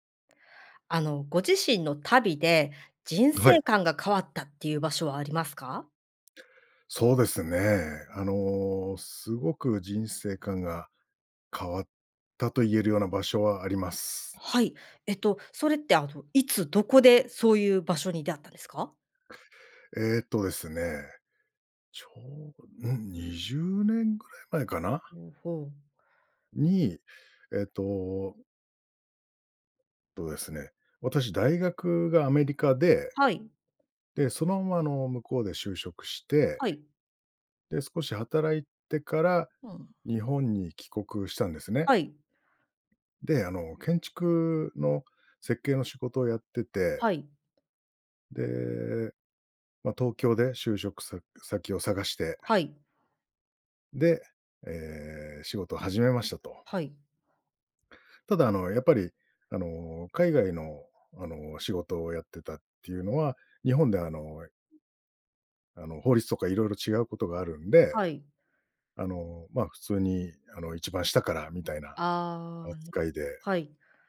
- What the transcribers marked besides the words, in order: none
- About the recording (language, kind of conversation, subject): Japanese, podcast, 旅をきっかけに人生観が変わった場所はありますか？